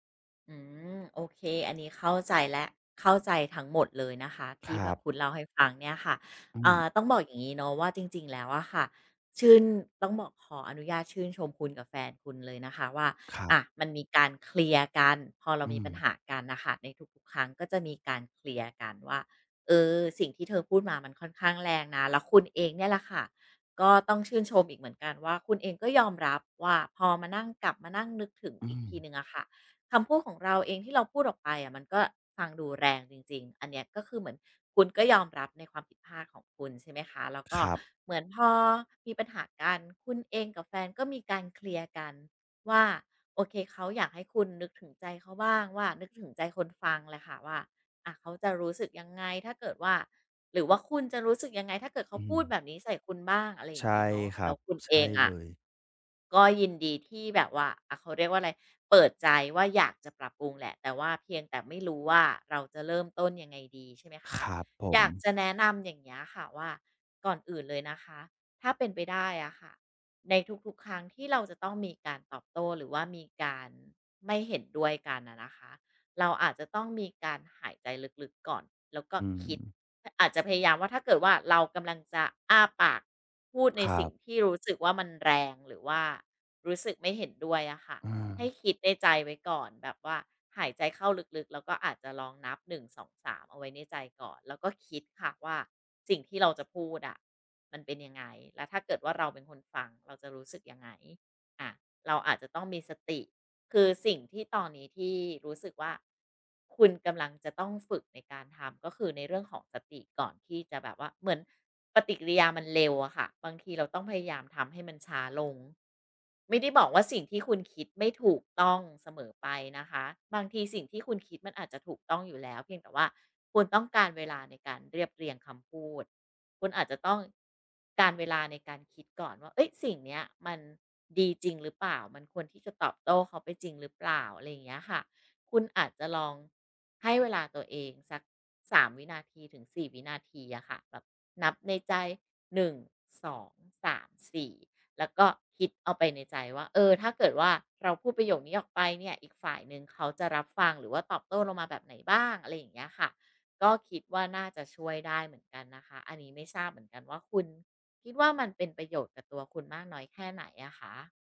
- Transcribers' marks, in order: other background noise
- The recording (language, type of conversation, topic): Thai, advice, ฉันจะเปลี่ยนจากการตอบโต้แบบอัตโนมัติเป็นการเลือกตอบอย่างมีสติได้อย่างไร?